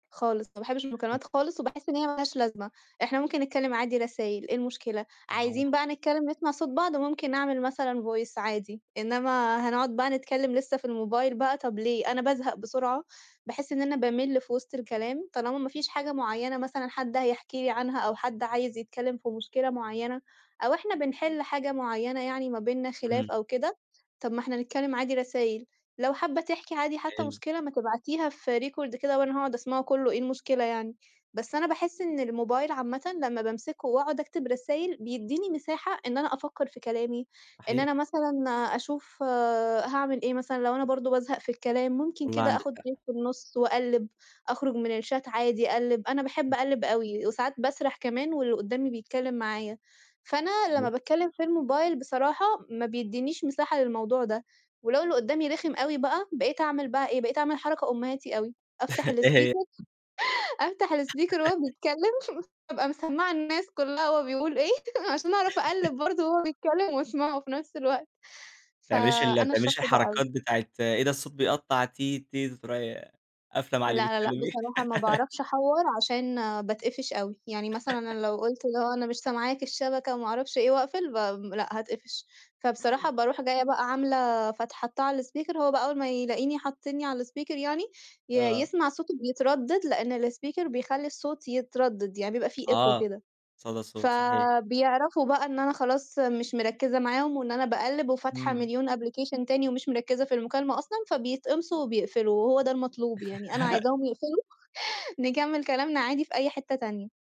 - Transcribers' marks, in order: unintelligible speech; in English: "voice"; in English: "record"; tapping; in English: "break"; in English: "الchat"; unintelligible speech; chuckle; in English: "الspeaker"; chuckle; laugh; in English: "الspeaker"; chuckle; chuckle; laugh; laugh; in English: "الspeaker"; in English: "الspeaker"; in English: "الspeaker"; in English: "echo"; in English: "application"; chuckle
- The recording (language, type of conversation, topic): Arabic, podcast, بتحب الرسائل النصية أكتر ولا المكالمات الصوتية، وليه؟